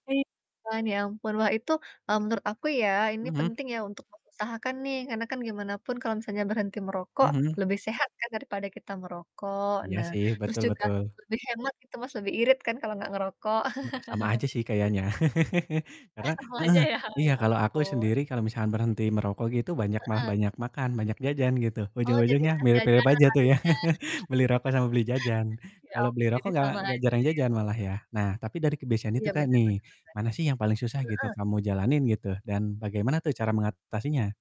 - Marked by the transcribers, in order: distorted speech; tapping; chuckle; laugh; mechanical hum; laughing while speaking: "ya?"; chuckle; laugh; static
- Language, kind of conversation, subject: Indonesian, unstructured, Apa kebiasaan kecil yang kamu lakukan setiap hari agar lebih sehat?